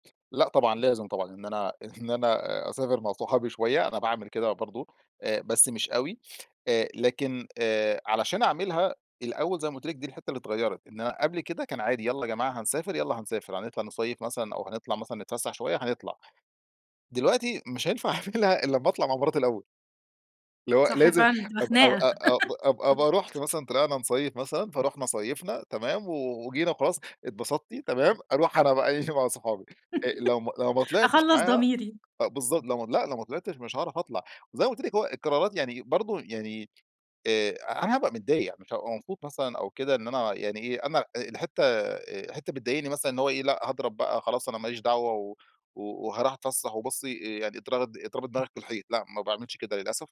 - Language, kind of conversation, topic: Arabic, podcast, إزاي حياتك اتغيّرت بعد الجواز؟
- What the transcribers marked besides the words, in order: laughing while speaking: "أعملها"; giggle; other background noise; laughing while speaking: "إيه، مع صحابي"; giggle